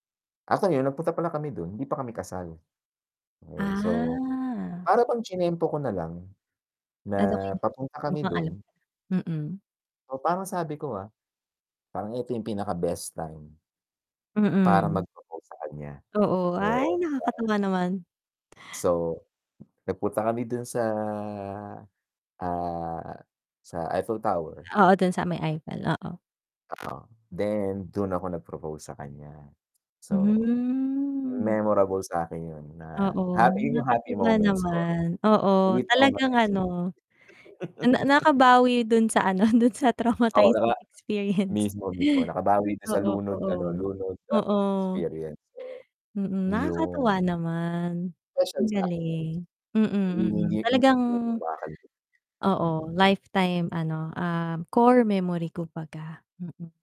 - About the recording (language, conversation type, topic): Filipino, unstructured, Ano ang pinaka-di malilimutang karanasan mo sa paglalakbay?
- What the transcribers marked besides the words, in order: drawn out: "Ah"; distorted speech; static; tapping; drawn out: "Mhm"; laugh; laugh